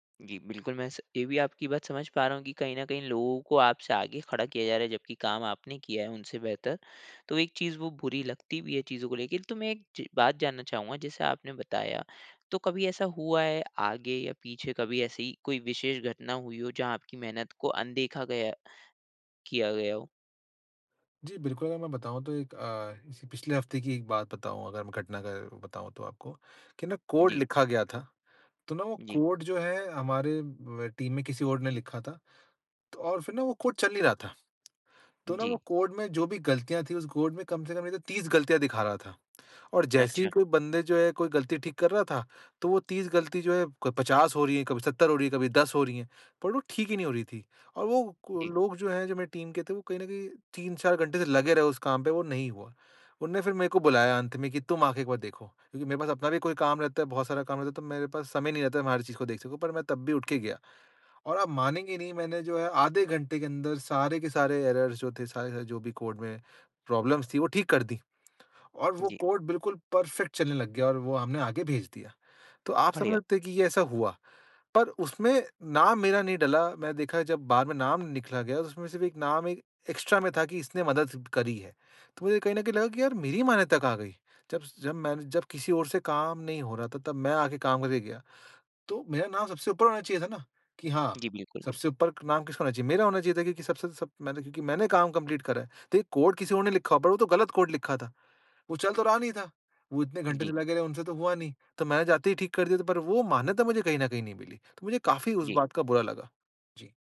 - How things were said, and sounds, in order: in English: "टीम"; tapping; lip smack; in English: "टीम"; in English: "एरर्स"; in English: "प्रॉब्लम्स"; in English: "परफेक्ट"; in English: "एक्स्ट्रा"; in English: "कंप्लीट"
- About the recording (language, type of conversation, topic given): Hindi, advice, मैं अपने योगदान की मान्यता कैसे सुनिश्चित कर सकता/सकती हूँ?